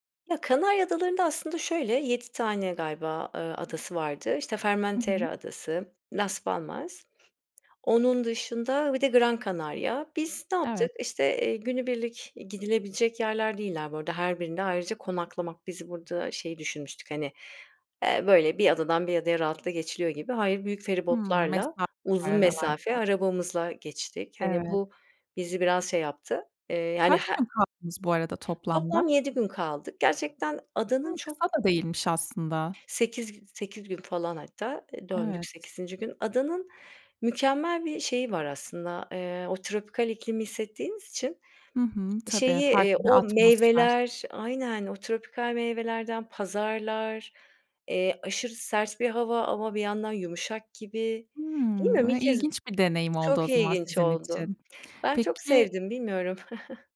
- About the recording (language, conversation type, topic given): Turkish, podcast, En unutamadığın konser anını bizimle paylaşır mısın?
- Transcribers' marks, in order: other background noise; "Formentera" said as "Fermentera"; tapping; baby crying; chuckle